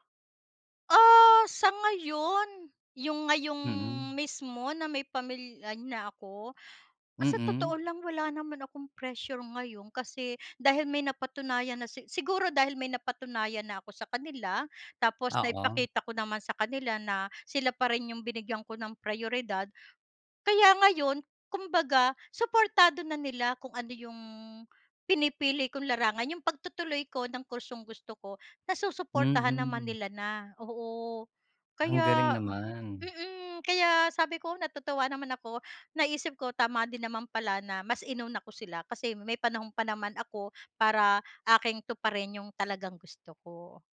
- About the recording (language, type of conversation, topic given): Filipino, podcast, Paano mo hinaharap ang panggigipit ng pamilya sa iyong desisyon?
- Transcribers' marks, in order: in English: "pressure"